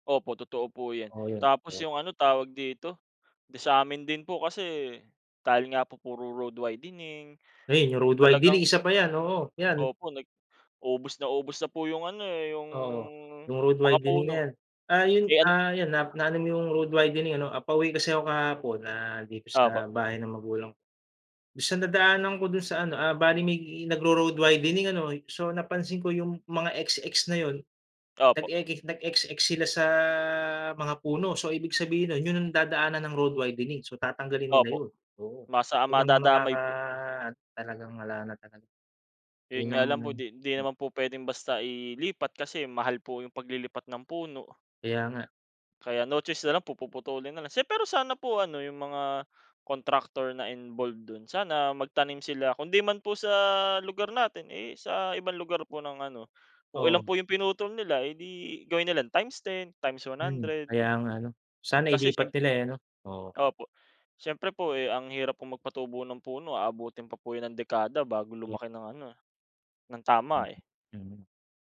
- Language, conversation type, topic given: Filipino, unstructured, Ano ang mga ginagawa mo para makatulong sa paglilinis ng kapaligiran?
- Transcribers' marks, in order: other background noise; dog barking